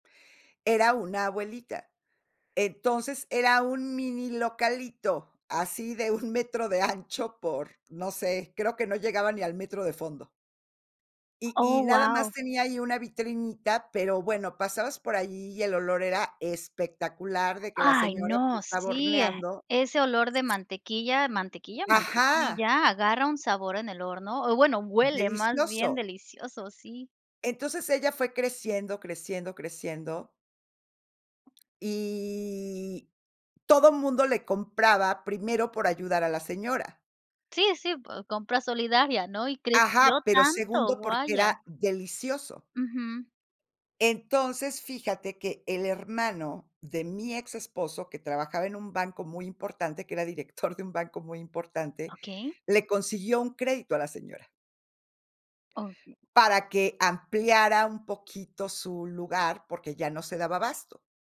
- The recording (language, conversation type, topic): Spanish, podcast, ¿Cómo apoyas a los productores locales y por qué es importante hacerlo?
- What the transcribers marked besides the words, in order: other noise; drawn out: "y"; "vaya" said as "guaya"